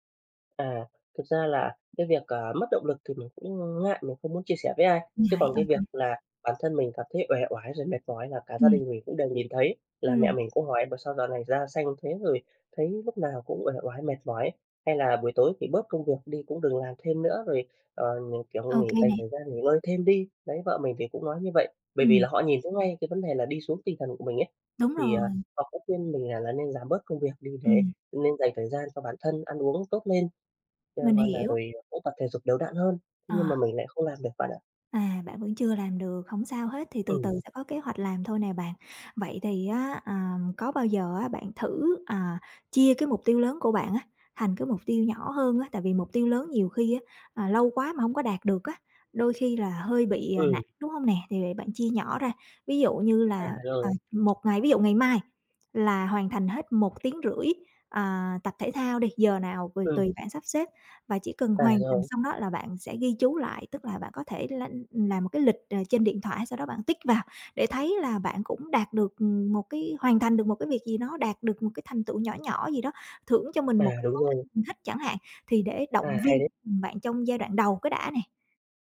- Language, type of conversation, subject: Vietnamese, advice, Làm sao để giữ động lực khi đang cải thiện nhưng cảm thấy tiến triển chững lại?
- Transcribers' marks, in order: tapping; other background noise